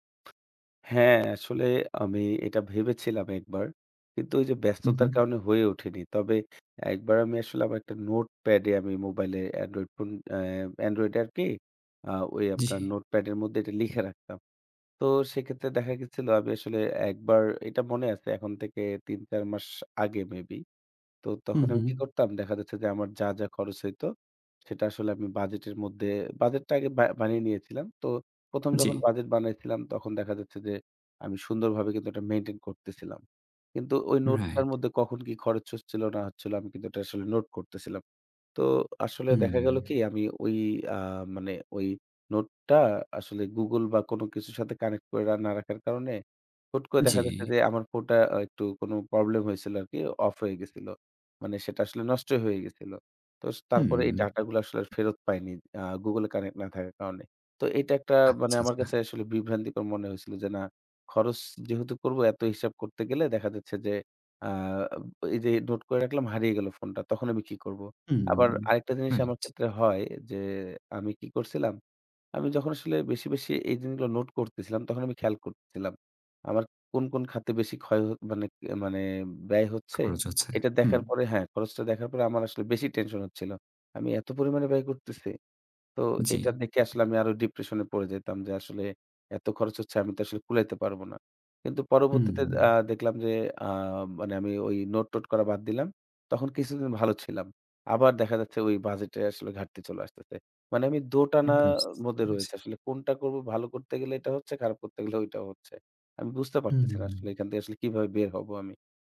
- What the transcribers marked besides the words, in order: other background noise
- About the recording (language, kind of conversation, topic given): Bengali, advice, প্রতিমাসে বাজেট বানাই, কিন্তু সেটা মানতে পারি না